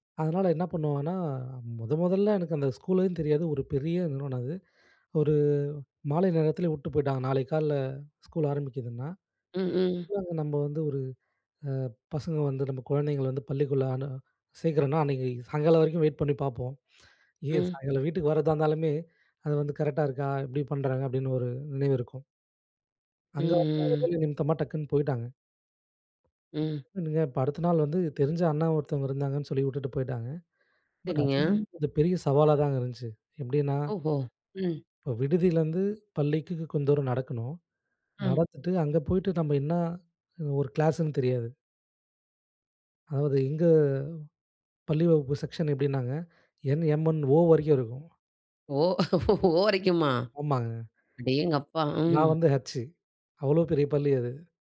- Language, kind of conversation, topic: Tamil, podcast, பள்ளிக்கால நினைவில் உனக்கு மிகப்பெரிய பாடம் என்ன?
- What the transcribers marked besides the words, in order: in English: "வெயிட்"; other background noise; in English: "பட்"; in English: "கிளாஸ்ன்னு"; laughing while speaking: "ஓ வரைக்குமா"